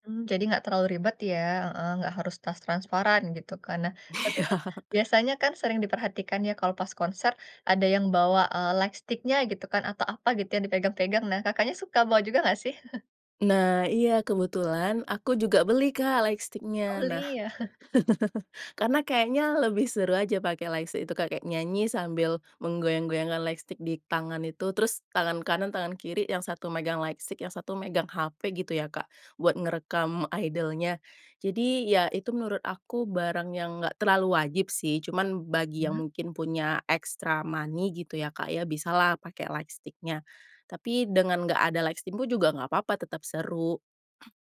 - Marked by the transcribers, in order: laughing while speaking: "Iya"; other background noise; in English: "lightstick-nya"; chuckle; in English: "lightstick-nya"; laugh; laughing while speaking: "ya?"; in English: "lightsick"; "lightstick" said as "lightsick"; in English: "lightstick"; in English: "lightstick"; in English: "extra money"; in English: "lightstick-nya"; in English: "lightstick"; cough
- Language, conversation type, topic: Indonesian, podcast, Apa pengalaman menonton konser paling berkesan yang pernah kamu alami?